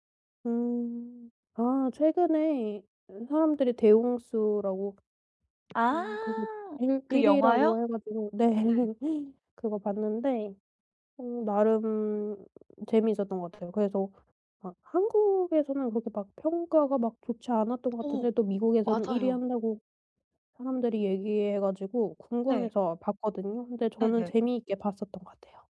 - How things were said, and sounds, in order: other background noise; laughing while speaking: "네"; laugh
- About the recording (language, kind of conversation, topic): Korean, podcast, OTT 플랫폼 간 경쟁이 콘텐츠에 어떤 영향을 미쳤나요?
- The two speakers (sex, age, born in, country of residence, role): female, 25-29, South Korea, Sweden, guest; female, 25-29, South Korea, United States, host